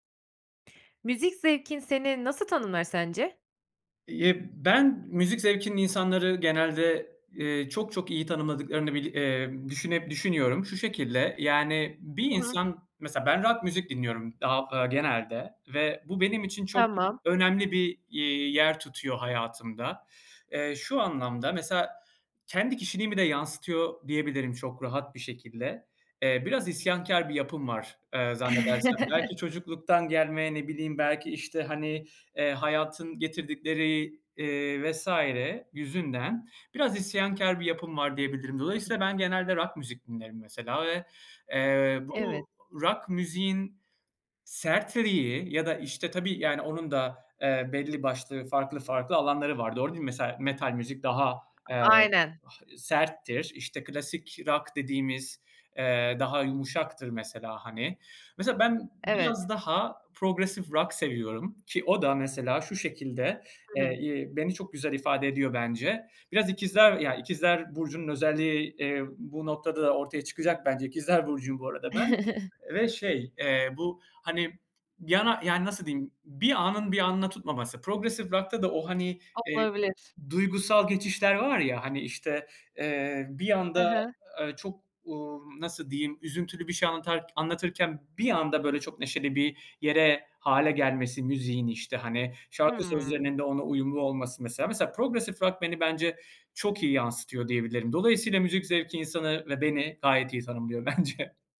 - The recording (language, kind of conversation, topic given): Turkish, podcast, Müzik zevkinin seni nasıl tanımladığını düşünüyorsun?
- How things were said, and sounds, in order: chuckle; other background noise; chuckle; laughing while speaking: "bence"